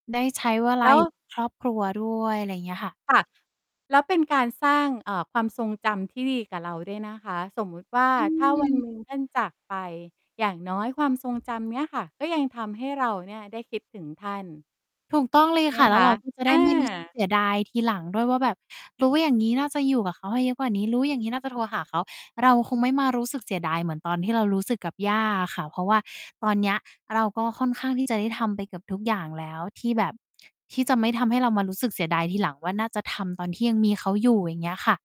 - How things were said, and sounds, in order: distorted speech; mechanical hum
- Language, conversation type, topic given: Thai, podcast, คุณช่วยเล่าความทรงจำที่ทำให้คุณเห็นคุณค่าของคนใกล้ตัวให้ฟังหน่อยได้ไหม?